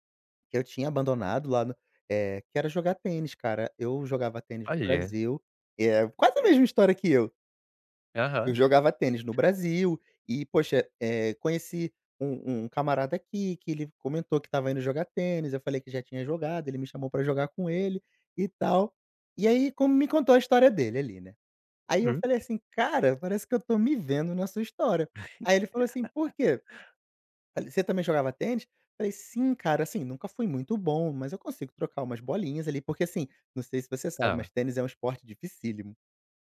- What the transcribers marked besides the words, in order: chuckle; other background noise; laugh
- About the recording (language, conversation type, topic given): Portuguese, podcast, Como você redescobriu um hobby que tinha abandonado?